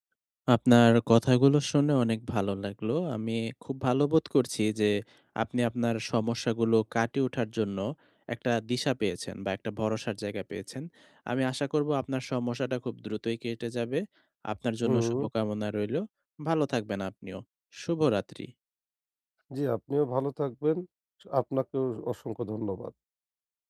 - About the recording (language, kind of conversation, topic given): Bengali, advice, শপিং করার সময় আমি কীভাবে সহজে সঠিক পণ্য খুঁজে নিতে পারি?
- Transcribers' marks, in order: tapping